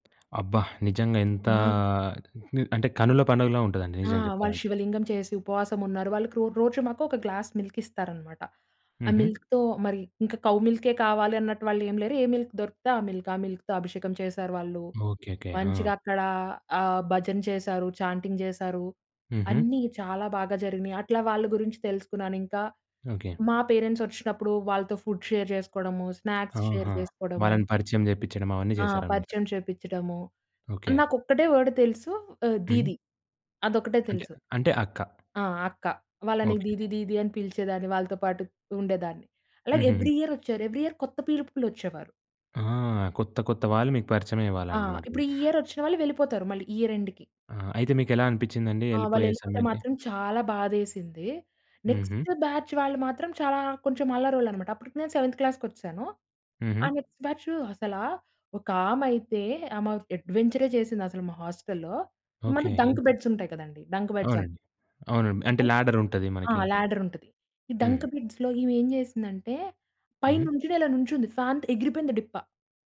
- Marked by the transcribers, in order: other noise; in English: "గ్లాస్ మిల్క్"; in English: "మిల్క్‌తో"; in English: "కౌ"; in English: "మిల్క్"; in English: "మిల్క్"; in English: "మిల్క్‌తో"; in English: "చాంటింగ్"; in English: "పేరెంట్స్"; in English: "ఫుడ్ షేర్"; in English: "స్నాక్స్ షేర్"; other background noise; in English: "వర్డ్"; in Hindi: "దీదీ"; in Hindi: "దీదీ దీదీ"; tapping; in English: "ఎవ్రీ ఇయర్"; in English: "ఎవ్రి ఇయర్"; in English: "పీపుల్"; in English: "ఇయర్"; in English: "ఇయర్ ఎండ్‌కి"; in English: "నెక్స్ట్ బ్యాచ్"; in English: "సెవెంత్"; in English: "నెక్స్ట్"; in English: "హాస్టల్‌లో"; in English: "డంక్ బెడ్స్"; in English: "డంక్ బెడ్స్"; in English: "ల్యాడర్"; in English: "ల్యాడర్"; in English: "డంక్ బెడ్స్‌లో"; in English: "ఫ్యాన్‌కి"
- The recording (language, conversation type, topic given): Telugu, podcast, భాషా అడ్డంకులు ఉన్నా వ్యక్తులతో మీరు ఎలా స్నేహితులయ్యారు?